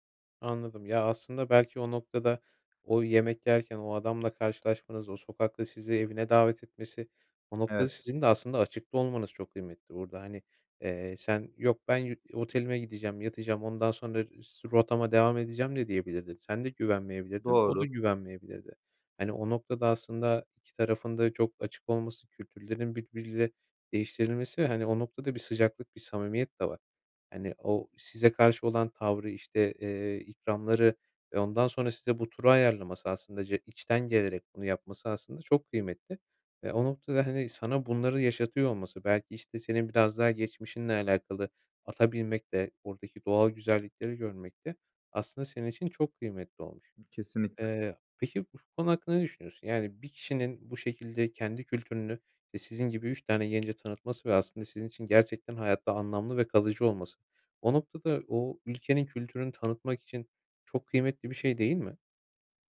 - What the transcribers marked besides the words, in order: other background noise; tapping
- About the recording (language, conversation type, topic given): Turkish, podcast, En anlamlı seyahat destinasyonun hangisiydi ve neden?